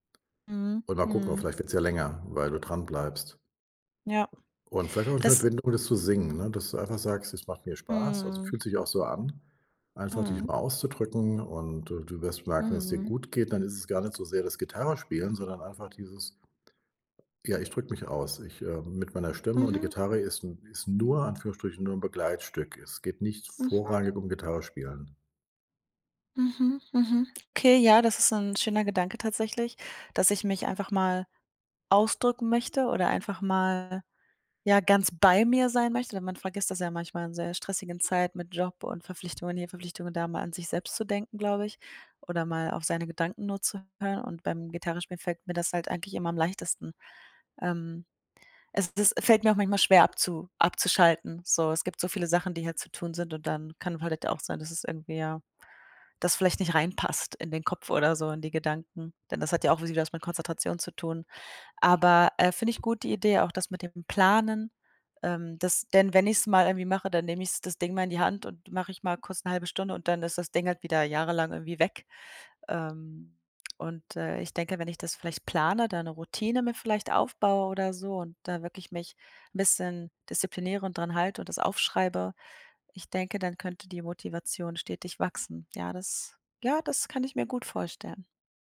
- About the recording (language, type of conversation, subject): German, advice, Wie kann ich motivierter bleiben und Dinge länger durchziehen?
- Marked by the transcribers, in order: unintelligible speech; stressed: "nur"